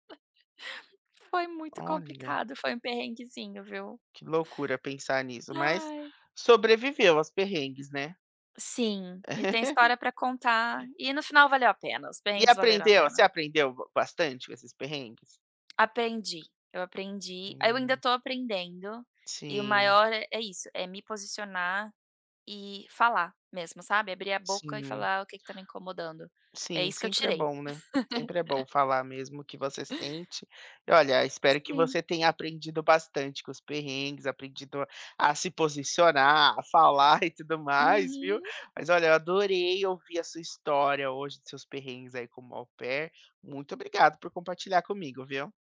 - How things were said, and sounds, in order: laugh; laugh; tapping; laugh; in French: "au pair"
- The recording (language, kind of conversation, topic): Portuguese, podcast, Conta um perrengue que virou história pra contar?